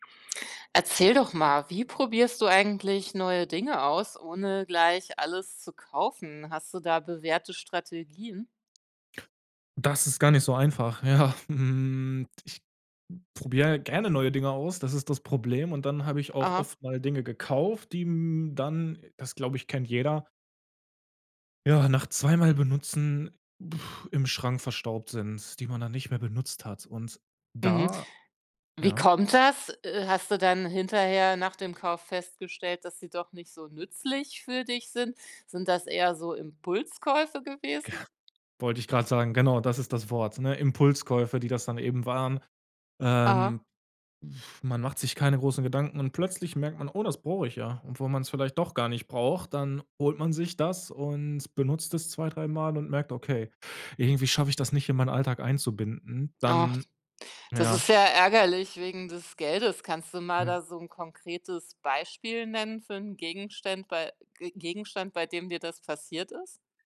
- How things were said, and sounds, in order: laughing while speaking: "ja"; blowing; chuckle; blowing; "Gegenstand" said as "Gegenständ"
- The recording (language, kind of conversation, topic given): German, podcast, Wie probierst du neue Dinge aus, ohne gleich alles zu kaufen?